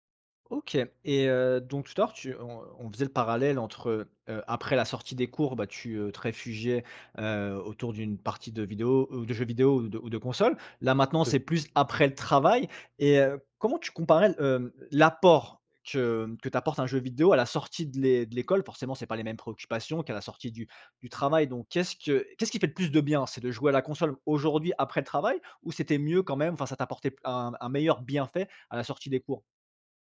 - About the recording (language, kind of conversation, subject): French, podcast, Quel est un hobby qui t’aide à vider la tête ?
- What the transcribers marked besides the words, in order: none